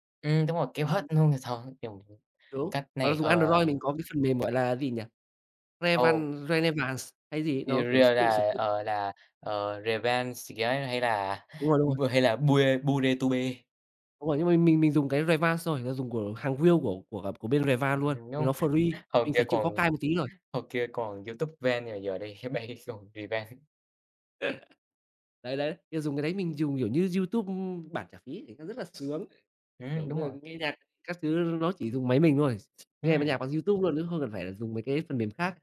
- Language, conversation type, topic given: Vietnamese, unstructured, Bạn có thể kể về một bài hát từng khiến bạn xúc động không?
- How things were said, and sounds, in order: other background noise; in English: "skip"; unintelligible speech; in English: "real"; unintelligible speech; in English: "free"; unintelligible speech; chuckle; other noise